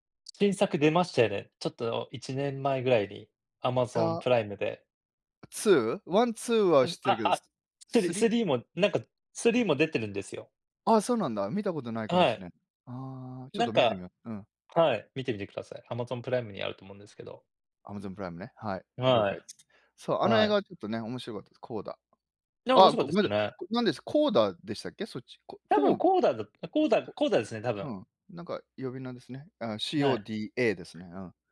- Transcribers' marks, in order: in English: "ツー？ ワン、 ツー"; in English: "スリー"; in English: "スリー"; other noise
- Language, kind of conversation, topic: Japanese, unstructured, 最近見た映画で、特に印象に残った作品は何ですか？